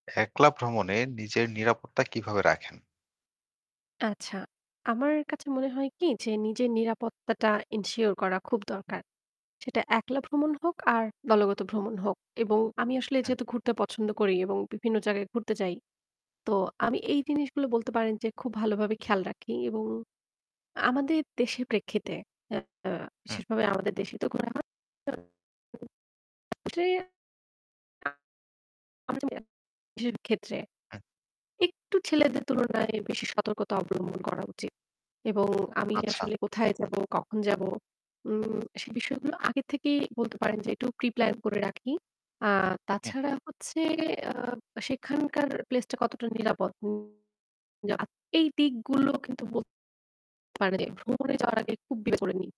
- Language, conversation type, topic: Bengali, podcast, একলা ভ্রমণে নিজের নিরাপত্তা কীভাবে নিশ্চিত করেন?
- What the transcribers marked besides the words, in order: static; other background noise; distorted speech; unintelligible speech; unintelligible speech